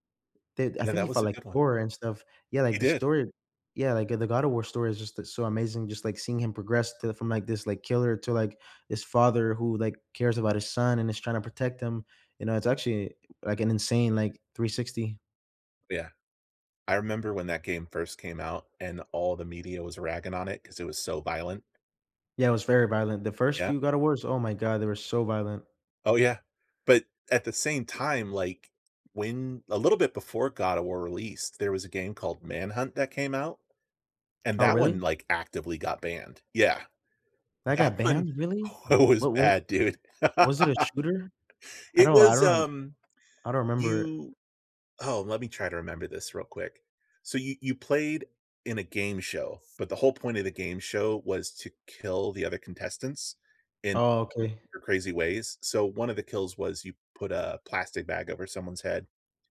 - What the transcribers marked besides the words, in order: other background noise; laughing while speaking: "That one oh, it was bad, dude"; laugh
- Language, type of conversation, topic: English, unstructured, Which video game stories have stayed with you, and what about them still resonates with you?
- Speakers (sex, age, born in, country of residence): male, 25-29, United States, United States; male, 40-44, United States, United States